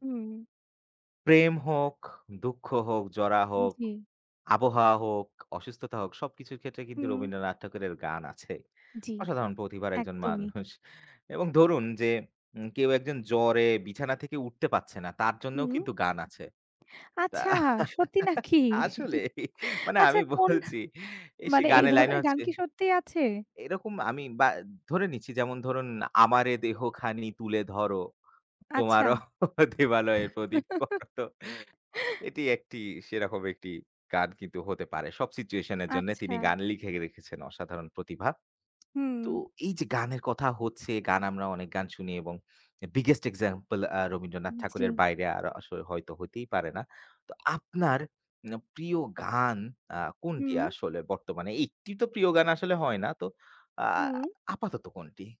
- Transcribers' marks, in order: scoff; laughing while speaking: "সত্যি নাকি? আচ্ছা কোন মানে এই ধরনের গান কি সত্যিই আছে?"; laughing while speaking: "তা। আসলেই মানে আমি বলছি এই সে গানের লাইন আছে"; laughing while speaking: "তোমারও দেবালয়ের প্রদীপ।'"; chuckle; in English: "biggest example"
- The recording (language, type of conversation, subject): Bengali, unstructured, তোমার প্রিয় গান বা সঙ্গীত কোনটি, আর কেন?